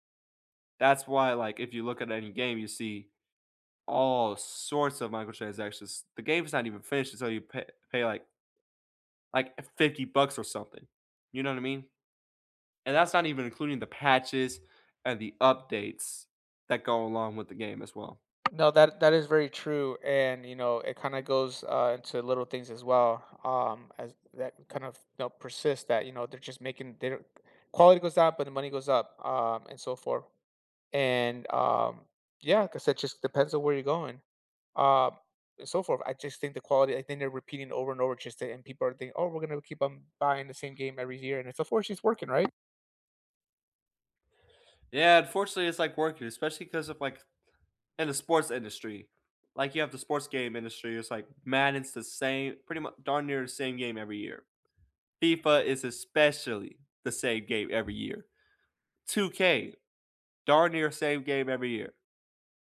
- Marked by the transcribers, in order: tapping
- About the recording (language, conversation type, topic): English, unstructured, What scientific breakthrough surprised the world?